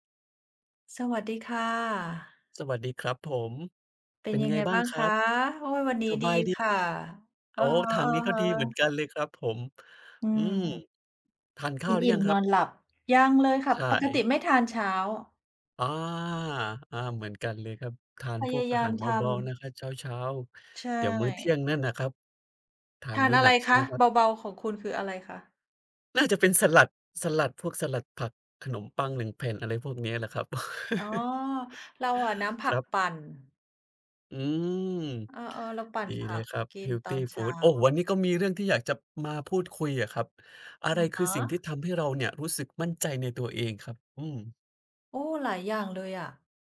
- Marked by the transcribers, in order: other noise; laugh; tapping
- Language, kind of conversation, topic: Thai, unstructured, อะไรคือสิ่งที่ทำให้คุณรู้สึกมั่นใจในตัวเอง?